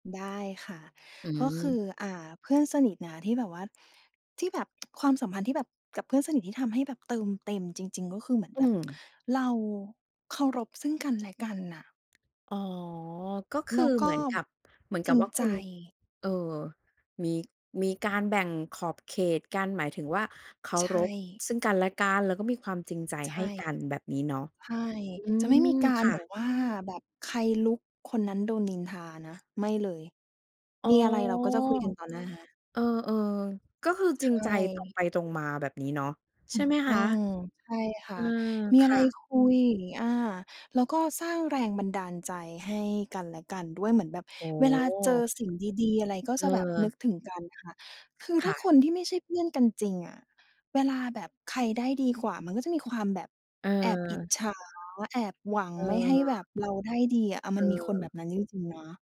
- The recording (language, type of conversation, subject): Thai, podcast, ความสัมพันธ์แบบไหนที่ช่วยเติมความหมายให้ชีวิตคุณ?
- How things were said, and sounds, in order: tapping; tsk; drawn out: "อ๋อ"